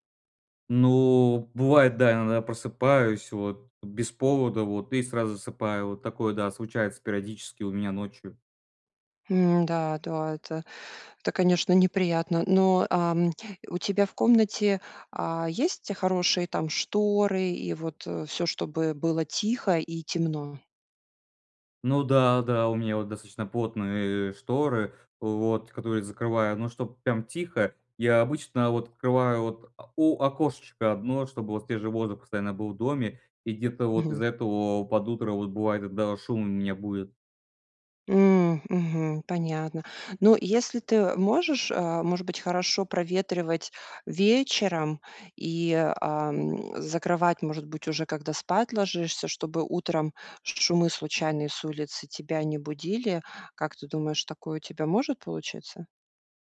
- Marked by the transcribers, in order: none
- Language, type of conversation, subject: Russian, advice, Почему я постоянно чувствую усталость по утрам, хотя высыпаюсь?